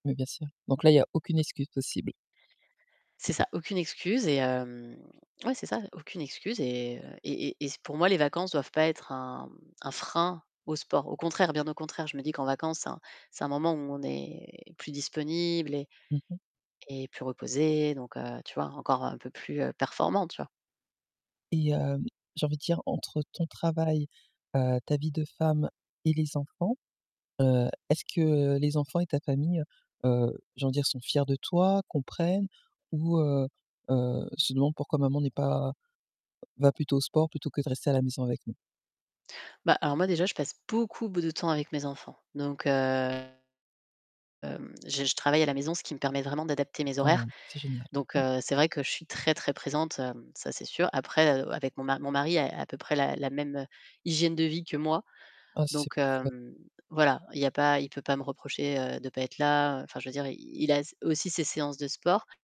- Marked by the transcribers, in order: distorted speech
- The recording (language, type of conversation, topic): French, podcast, Qu’est-ce qui t’aide à maintenir une routine sur le long terme ?